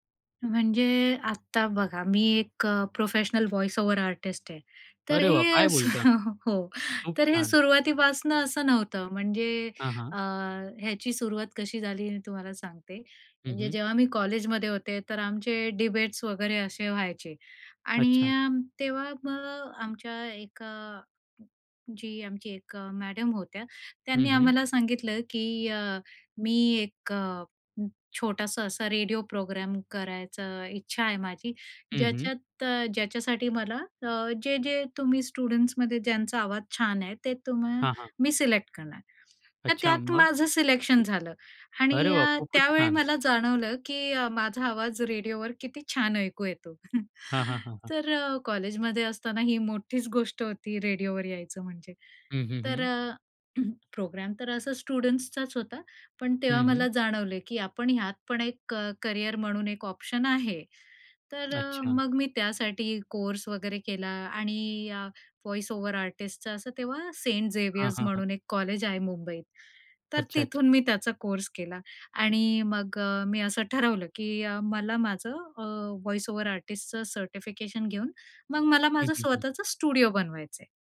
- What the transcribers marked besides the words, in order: tapping; in English: "प्रोफेशनल वॉईस ओव्हर आर्टिस्ट"; chuckle; in English: "डिबेट्स"; other noise; in English: "स्टुडंट्समध्ये"; chuckle; throat clearing; in English: "स्टुडंट्सचाच"; in English: "व्हॉईस ओव्हर आर्टिस्टचा"; in English: "वॉईस ओव्हर आर्टिस्टचं सर्टिफिकेशन"; in English: "स्टुडिओ"
- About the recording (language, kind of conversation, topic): Marathi, podcast, तुझा पॅशन प्रोजेक्ट कसा सुरू झाला?